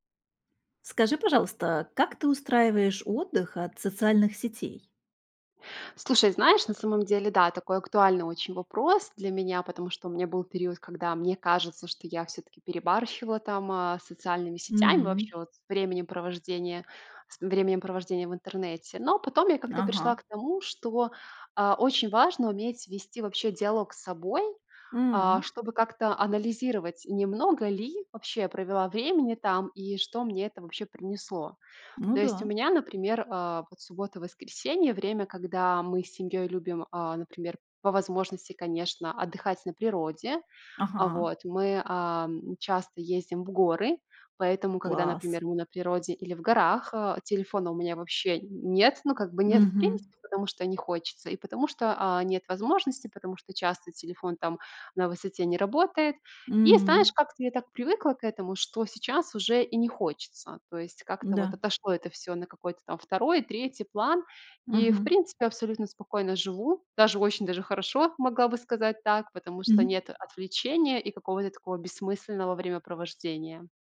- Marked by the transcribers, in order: none
- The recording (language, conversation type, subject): Russian, podcast, Как ты обычно берёшь паузу от социальных сетей?